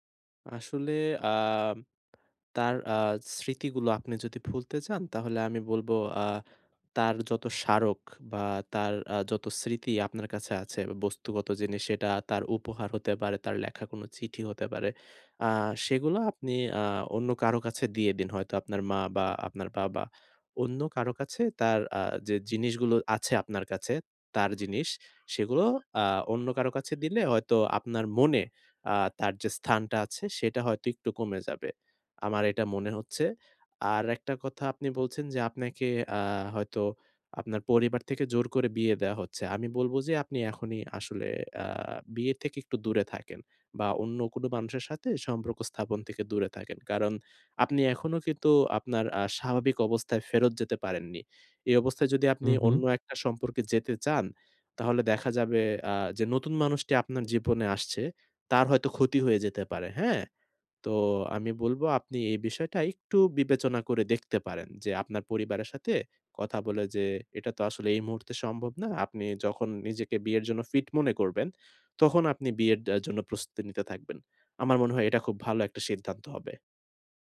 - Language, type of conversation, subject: Bengali, advice, ব্রেকআপের পরে আমি কীভাবে ধীরে ধীরে নিজের পরিচয় পুনর্গঠন করতে পারি?
- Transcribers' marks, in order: tapping; other background noise